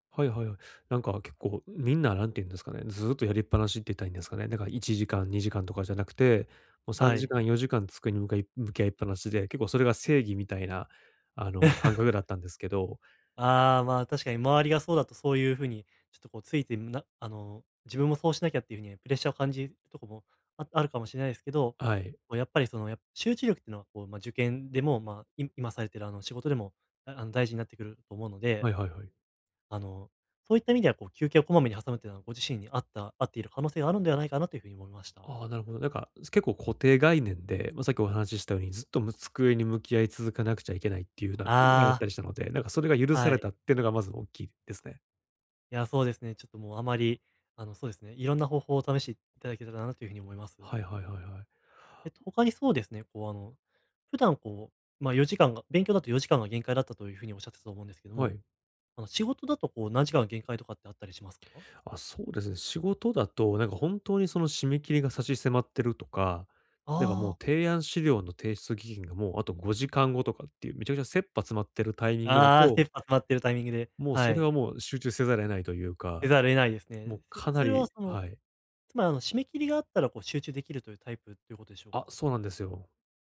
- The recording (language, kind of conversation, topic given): Japanese, advice, 作業中に注意散漫になりやすいのですが、集中を保つにはどうすればよいですか？
- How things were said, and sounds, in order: laugh